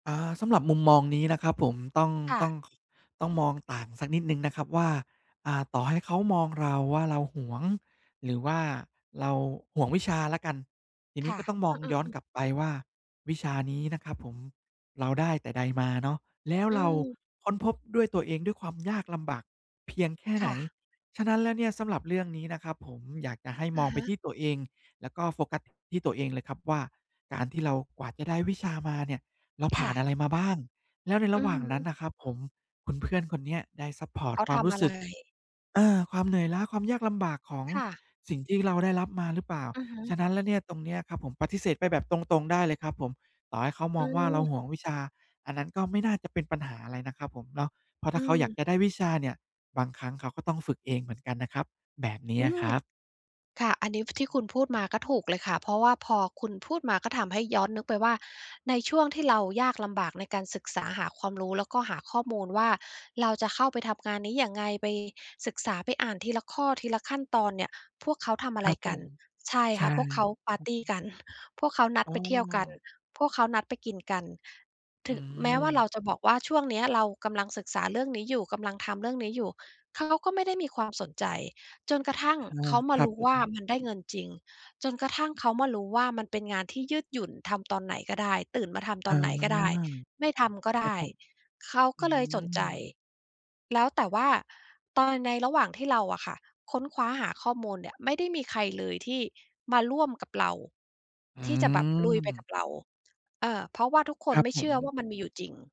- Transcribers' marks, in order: other background noise; tapping
- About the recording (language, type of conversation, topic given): Thai, advice, ฉันควรทำอย่างไรเมื่อกลัวว่าการปฏิเสธหรือไม่รับงานจะทำให้คนอื่นไม่พอใจ?